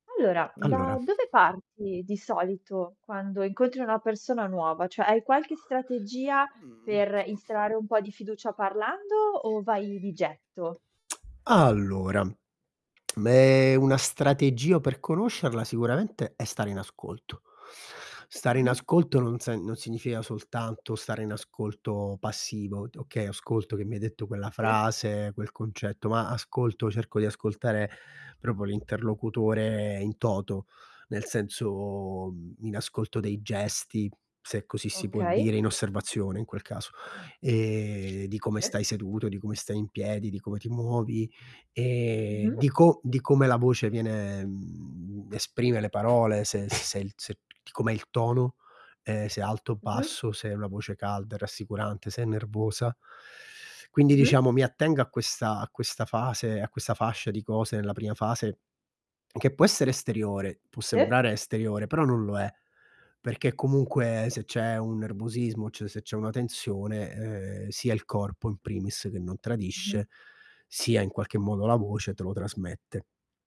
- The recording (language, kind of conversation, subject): Italian, podcast, Come costruisci la fiducia quando parli con qualcuno che hai appena conosciuto?
- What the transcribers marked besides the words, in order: tapping; other background noise; mechanical hum; lip smack; "proprio" said as "propo"; drawn out: "senso"; drawn out: "ehm"; drawn out: "e"; distorted speech